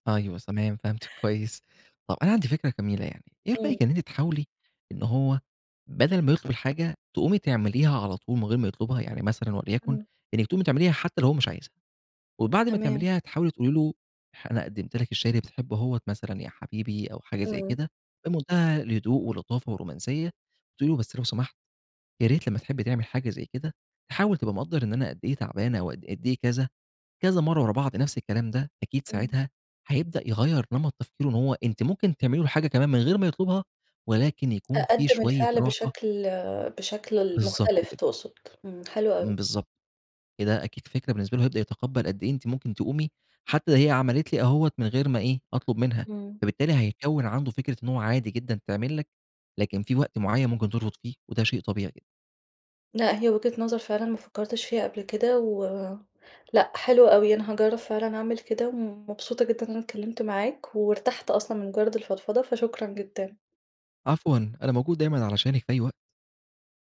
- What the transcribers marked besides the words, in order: none
- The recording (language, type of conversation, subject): Arabic, advice, ليه بيطلع بينّا خلافات كتير بسبب سوء التواصل وسوء الفهم؟